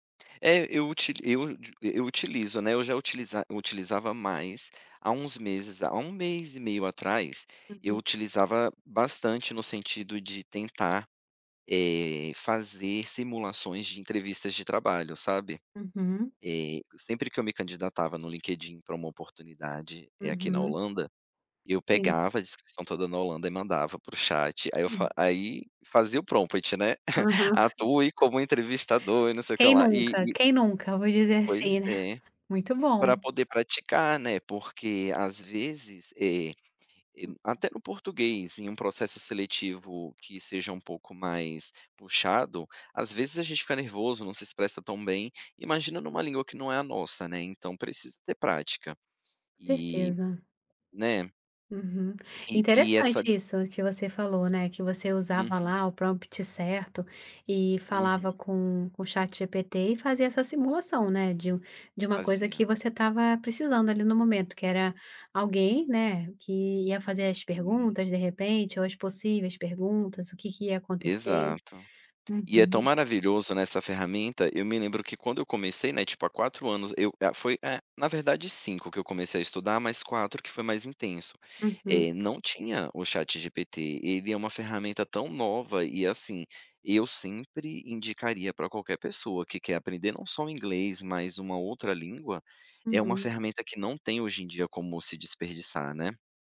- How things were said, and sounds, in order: tapping; unintelligible speech; in English: "prompt"; chuckle; other background noise; in English: "prompt"
- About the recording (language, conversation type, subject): Portuguese, podcast, Quais hábitos ajudam você a aprender melhor todos os dias?